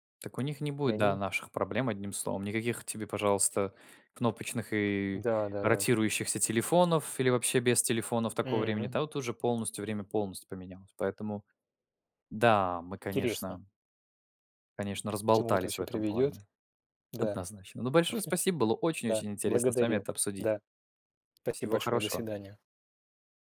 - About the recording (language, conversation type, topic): Russian, unstructured, Почему так много школьников списывают?
- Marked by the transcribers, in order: other background noise; chuckle